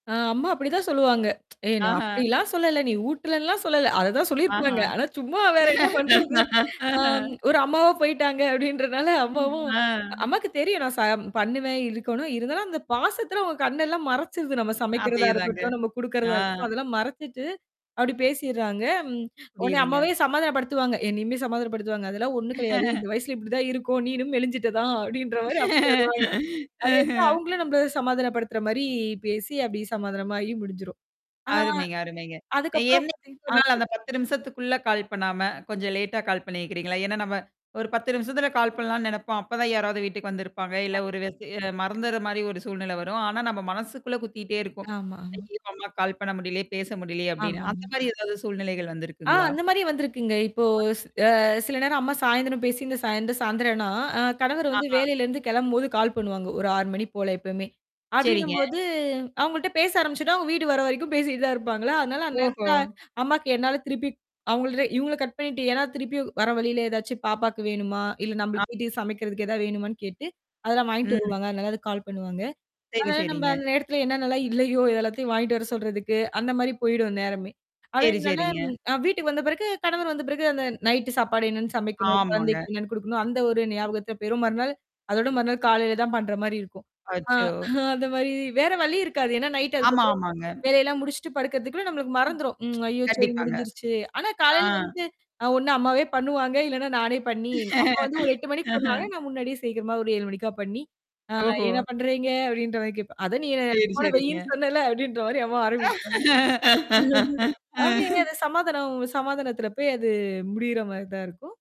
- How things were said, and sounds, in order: static; tsk; mechanical hum; distorted speech; other background noise; laugh; drawn out: "ஆ"; tapping; laugh; laugh; unintelligible speech; unintelligible speech; laughing while speaking: "இல்லையோ"; chuckle; lip smack; laugh; laugh; chuckle
- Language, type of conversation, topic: Tamil, podcast, சண்டையோ மோதலோ நடந்த பிறகு, மீண்டும் பேசத் தொடங்க நீங்கள் எப்படி அணுகுவீர்கள்?